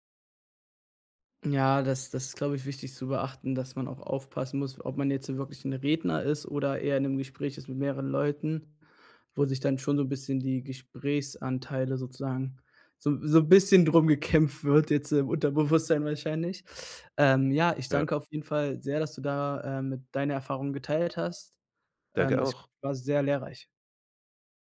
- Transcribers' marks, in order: laughing while speaking: "bisschen drum gekämpft"
- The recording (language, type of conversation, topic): German, podcast, Wie baust du Nähe auf, wenn du eine Geschichte erzählst?